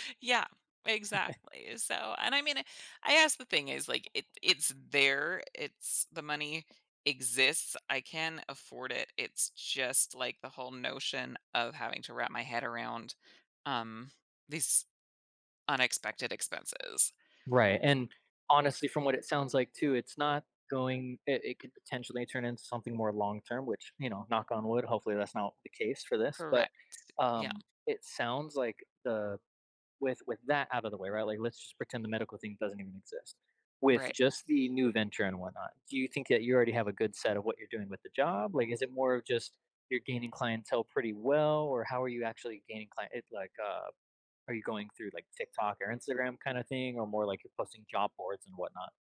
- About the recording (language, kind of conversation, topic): English, advice, How can I celebrate a recent achievement and build confidence?
- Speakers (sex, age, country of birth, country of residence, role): female, 35-39, United States, United States, user; male, 20-24, United States, United States, advisor
- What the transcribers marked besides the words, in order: chuckle; other background noise